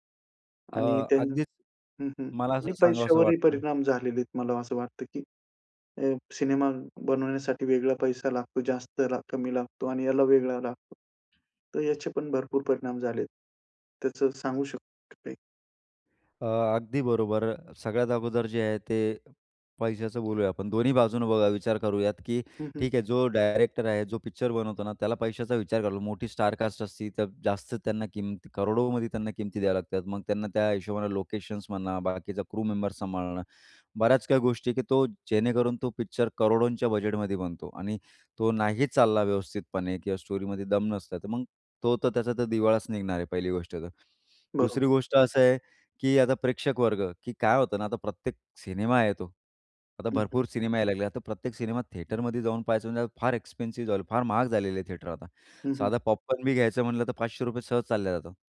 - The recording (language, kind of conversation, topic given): Marathi, podcast, स्ट्रीमिंगमुळे सिनेमा पाहण्याचा अनुभव कसा बदलला आहे?
- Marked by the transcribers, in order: other background noise; tapping; other noise; "किंमत" said as "किमती"; "किंमत" said as "किमती"; in English: "क्रू"; in English: "स्टोरीमध्ये"; in English: "थिएटरमध्ये"; in English: "एक्सपेन्सिव"; in English: "थिएटर"